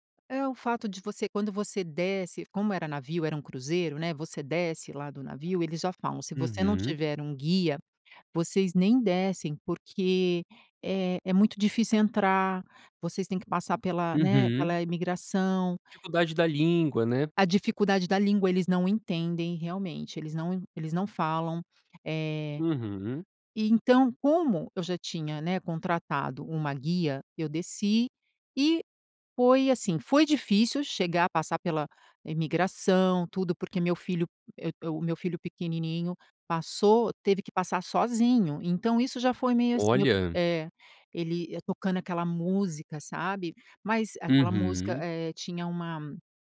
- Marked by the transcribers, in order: tapping
- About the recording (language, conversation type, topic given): Portuguese, podcast, Como foi o encontro inesperado que você teve durante uma viagem?